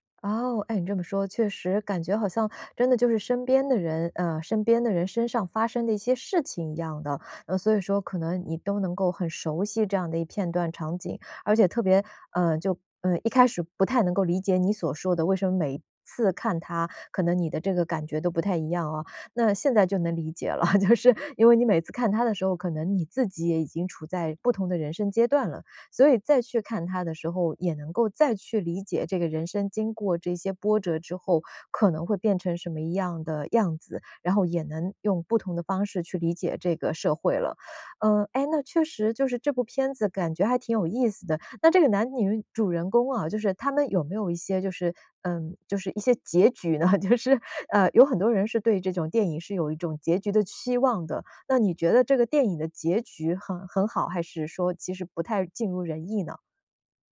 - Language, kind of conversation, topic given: Chinese, podcast, 你能跟我们分享一部对你影响很大的电影吗？
- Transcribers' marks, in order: tapping; laugh; laughing while speaking: "就是"; laugh; laughing while speaking: "就是"